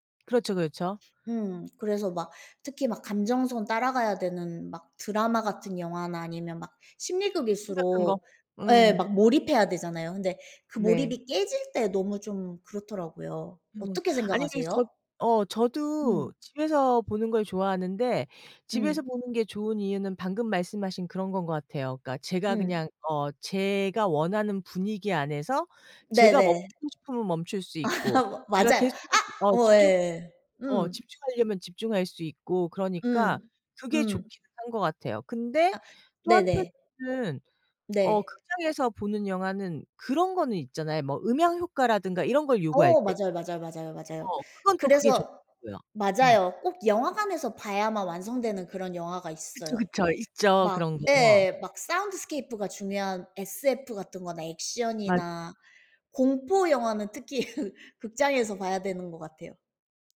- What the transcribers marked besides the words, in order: other background noise; laugh; laugh; tapping
- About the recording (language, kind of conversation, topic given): Korean, unstructured, 주말에는 영화관에서 영화를 보는 것과 집에서 영화를 보는 것 중 어느 쪽을 더 선호하시나요?